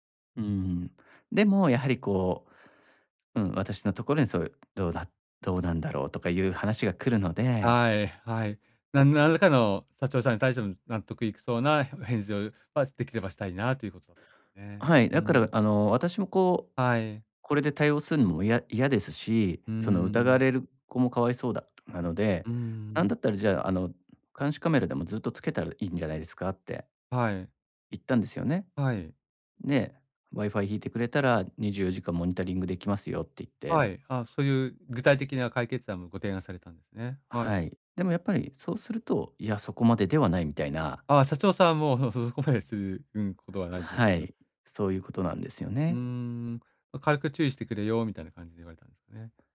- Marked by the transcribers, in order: tapping
- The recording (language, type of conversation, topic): Japanese, advice, 職場で失った信頼を取り戻し、関係を再構築するにはどうすればよいですか？